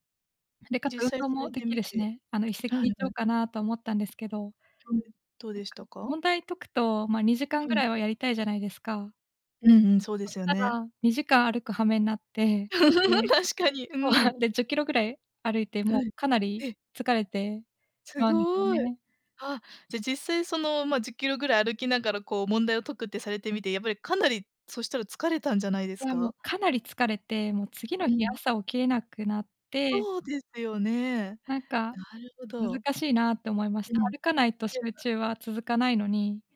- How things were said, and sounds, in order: laugh; laughing while speaking: "確かに"; laughing while speaking: "そう"; other background noise
- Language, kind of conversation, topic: Japanese, advice, 複数の目標があって優先順位をつけられず、混乱してしまうのはなぜですか？